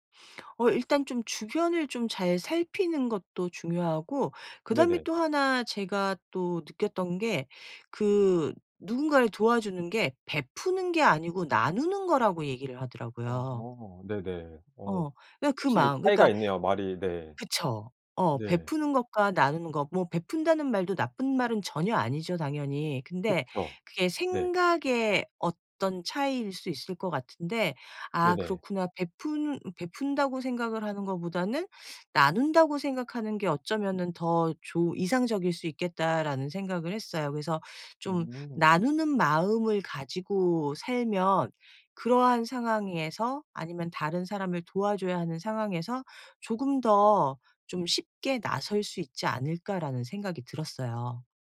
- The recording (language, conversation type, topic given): Korean, podcast, 위기에서 누군가 도와준 일이 있었나요?
- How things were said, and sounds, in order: none